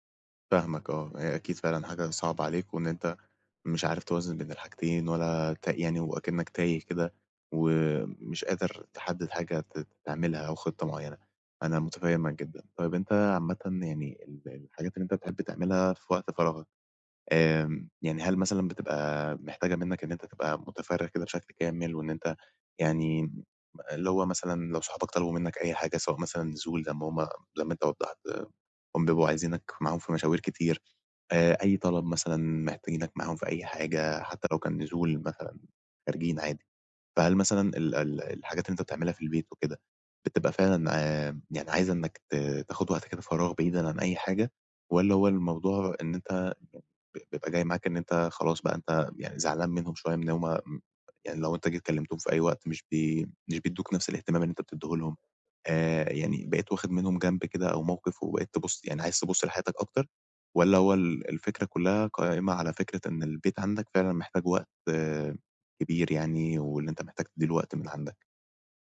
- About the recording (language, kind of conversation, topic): Arabic, advice, إزاي أوازن بين وقت فراغي وطلبات أصحابي من غير توتر؟
- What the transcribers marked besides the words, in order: none